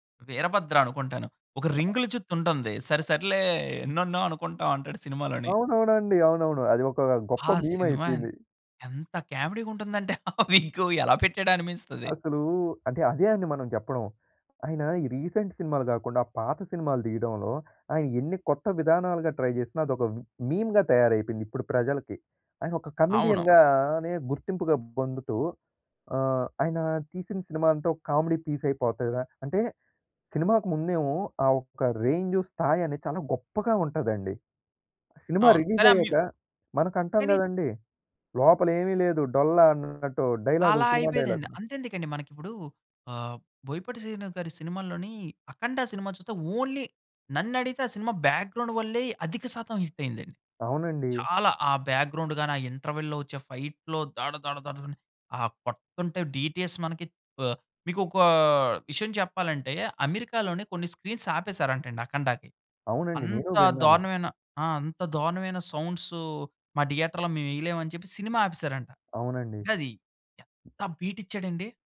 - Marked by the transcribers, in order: other noise; other background noise; in English: "మీమ్"; laughing while speaking: "ఆ విగ్గు ఎలా పెట్టాడా అనిపిస్తది"; in English: "రీసెంట్"; in English: "ట్రై"; in English: "మీమ్‌గా"; in English: "కమెడియన్‌గానే"; in English: "కామెడీ పీస్"; in English: "రేంజ్"; in English: "రిలీజ్"; in English: "ఓన్లీ"; in English: "బ్యాక్‌గ్రౌండ్"; in English: "హిట్"; stressed: "చాలా"; in English: "బ్యాక్‌గ్రౌండ్"; in English: "ఇంటర్వల్‌లో"; in English: "ఫైట్‌లో"; in English: "డీటీఎస్"; in English: "స్క్రీన్స్"; in English: "సౌండ్స్"; in English: "థియేటర్‌లో"; stressed: "ఎంత"; in English: "బీట్"
- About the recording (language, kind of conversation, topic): Telugu, podcast, ఒక సినిమాకు సంగీతం ఎంత ముఖ్యమని మీరు భావిస్తారు?